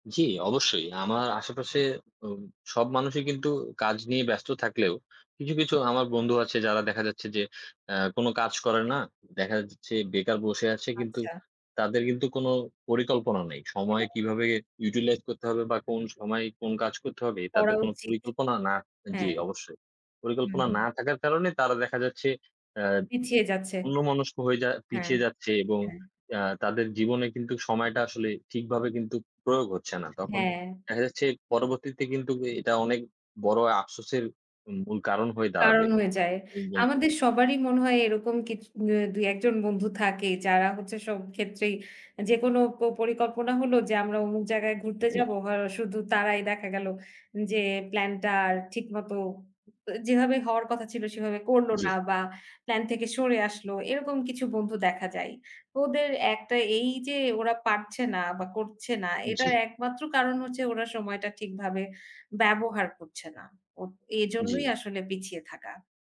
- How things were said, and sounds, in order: in English: "ইউটিলাইজ"; other background noise
- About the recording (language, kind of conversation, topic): Bengali, unstructured, আপনি কীভাবে নিজের সময় ভালোভাবে পরিচালনা করেন?